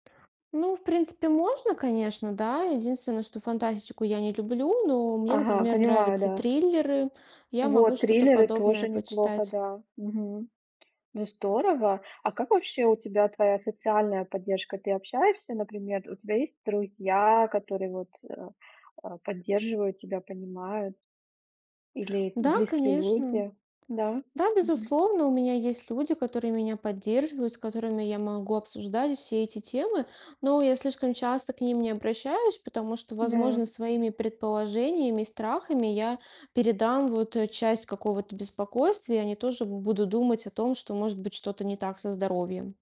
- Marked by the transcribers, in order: other background noise
- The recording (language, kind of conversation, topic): Russian, advice, Как проявляются навязчивые мысли о здоровье и страх заболеть?